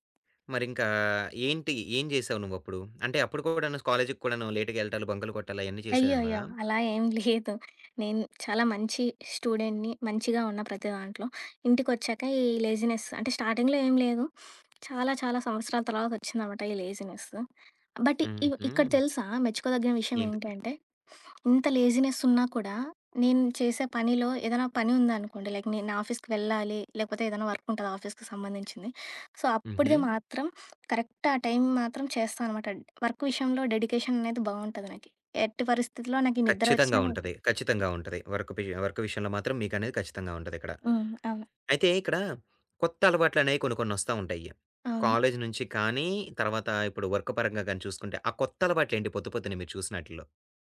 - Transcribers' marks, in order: in English: "స్టూడెంట్‌ని"; in English: "లేజినెస్"; in English: "స్టార్టింగ్‌లో"; sniff; in English: "బట్"; in English: "లైక్"; in English: "ఆఫీస్‌కి"; in English: "ఆఫీస్‌కి"; in English: "సో"; in English: "కరెక్ట్"; in English: "వర్క్"; other background noise; in English: "వర్క్"; in English: "వర్క్"; in English: "వర్క్"
- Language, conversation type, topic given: Telugu, podcast, ఉదయం లేవగానే మీరు చేసే పనులు ఏమిటి, మీ చిన్న అలవాట్లు ఏవి?